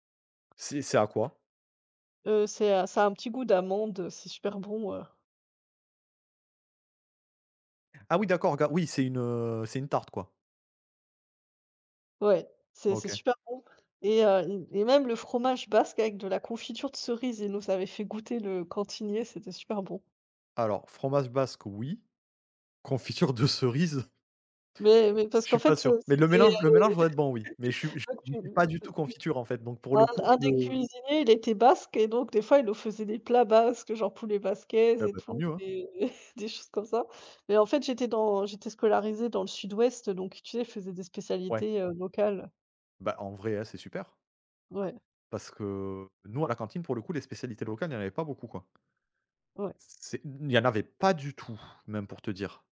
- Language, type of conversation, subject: French, unstructured, Comment as-tu appris à cuisiner, et qui t’a le plus influencé ?
- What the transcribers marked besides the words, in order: tapping; laughing while speaking: "confiture de cerise ?"; unintelligible speech; laugh; unintelligible speech; other background noise